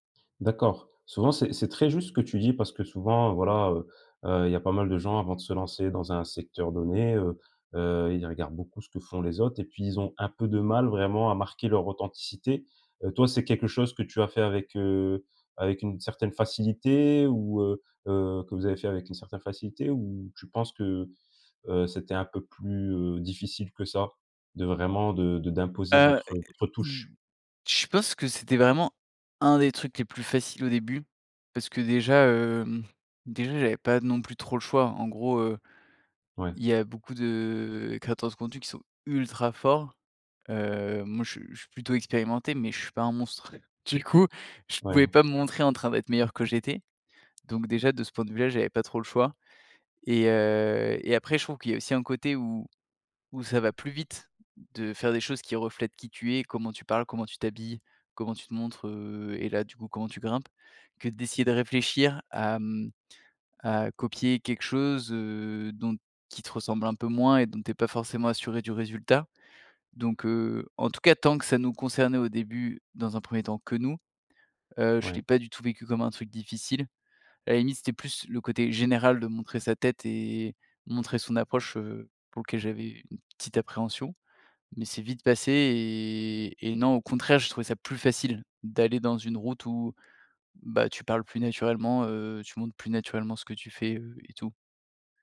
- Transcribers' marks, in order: stressed: "facilité"; other background noise; stressed: "ultra forts"; laughing while speaking: "Du coup"; stressed: "facile"
- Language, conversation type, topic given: French, podcast, Comment faire pour collaborer sans perdre son style ?